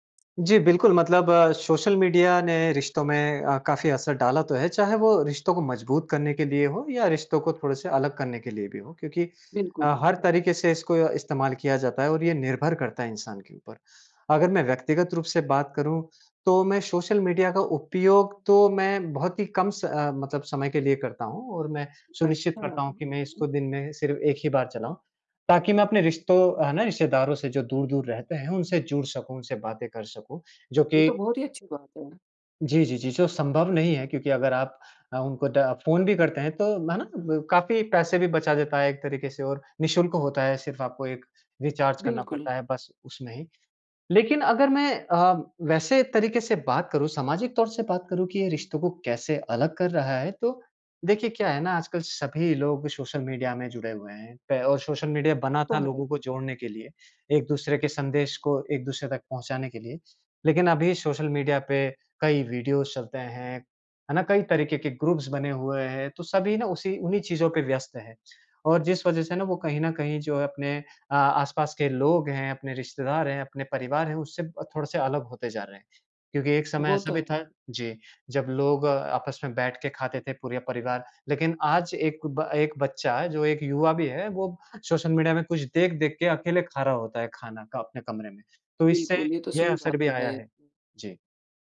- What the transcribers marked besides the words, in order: other noise; in English: "रिचार्ज"; in English: "वीडियोज"; in English: "ग्रुप्स"; other background noise
- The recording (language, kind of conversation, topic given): Hindi, podcast, सोशल मीडिया ने रिश्तों पर क्या असर डाला है, आपके हिसाब से?